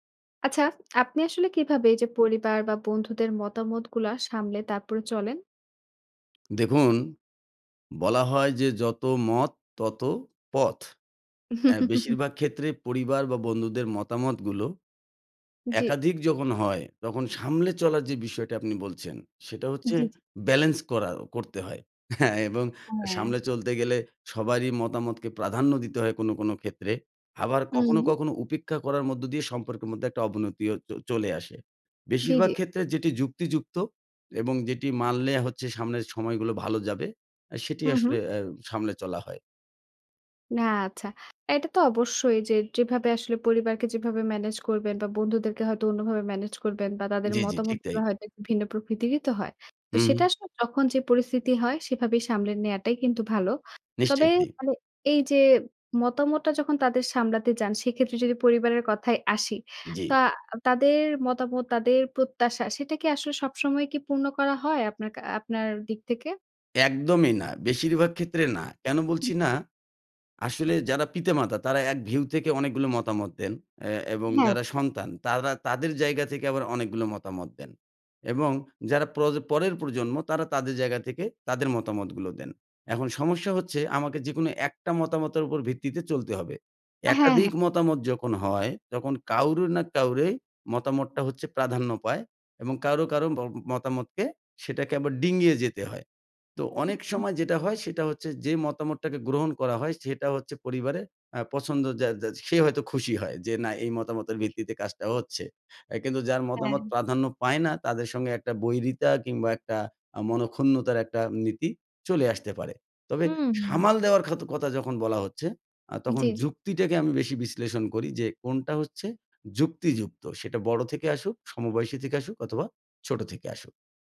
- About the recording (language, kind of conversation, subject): Bengali, podcast, কীভাবে পরিবার বা বন্ধুদের মতামত সামলে চলেন?
- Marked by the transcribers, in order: lip smack; other background noise; chuckle; "হচ্ছে" said as "হচ্চে"; scoff; stressed: "একদমই না"; unintelligible speech; "কারো" said as "কাউরো"; "কারো" said as "কাউরে"; "কারো" said as "কাউরো"; unintelligible speech; "কথা" said as "কতা"